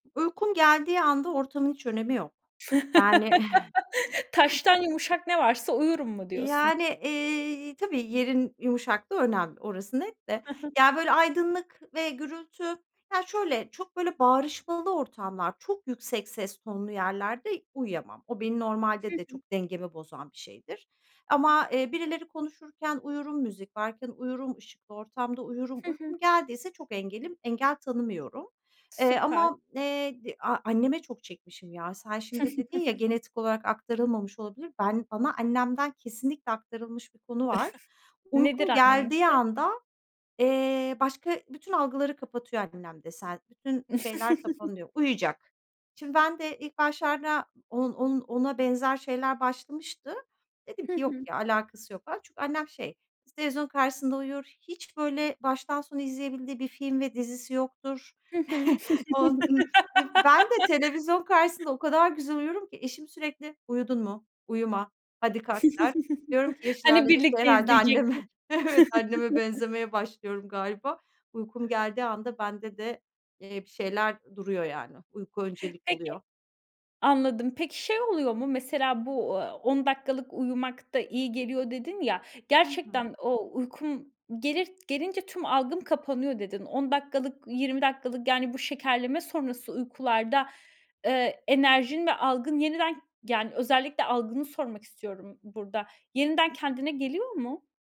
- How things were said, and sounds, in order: tapping; laugh; chuckle; other background noise; chuckle; chuckle; chuckle; chuckle; laugh; put-on voice: "Uyudun mu? Uyuma, hadi kalk"; chuckle; laughing while speaking: "anneme"; chuckle
- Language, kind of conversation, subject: Turkish, podcast, Kısa şekerlemeler hakkında ne düşünüyorsun?